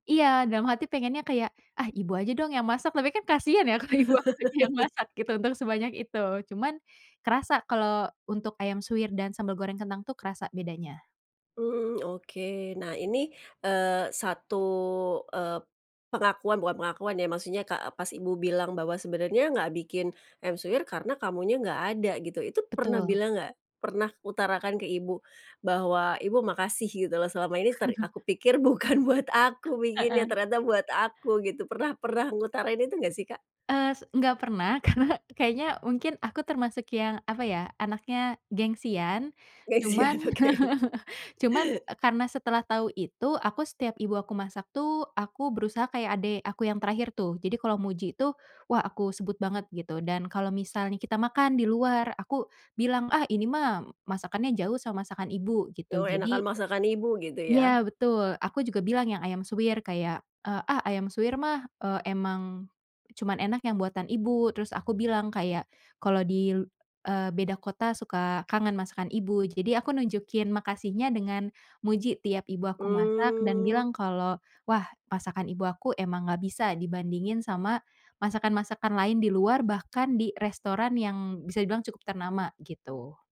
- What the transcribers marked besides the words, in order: laugh; laughing while speaking: "kalau ibu aku aja yang masak"; chuckle; laughing while speaking: "bukan buat aku"; laughing while speaking: "karena"; laughing while speaking: "Gengsian, oke"; chuckle; drawn out: "Mmm"
- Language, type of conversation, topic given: Indonesian, podcast, Apa tradisi makanan yang selalu ada di rumahmu saat Lebaran atau Natal?